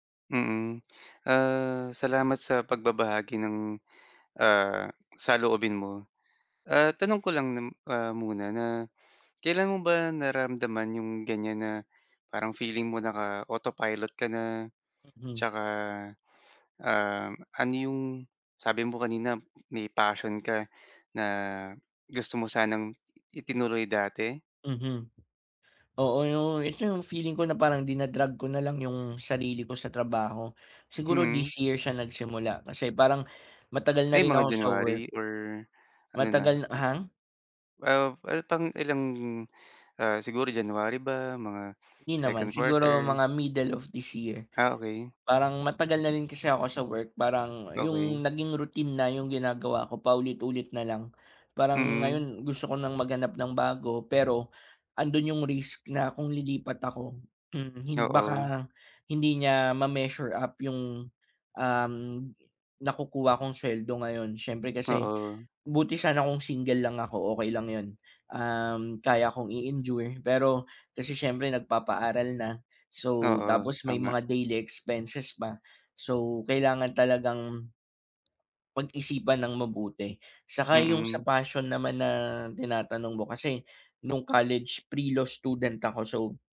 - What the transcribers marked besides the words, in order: none
- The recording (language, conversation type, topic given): Filipino, advice, Paano ko malalampasan ang takot na mabigo nang hindi ko nawawala ang tiwala at pagpapahalaga sa sarili?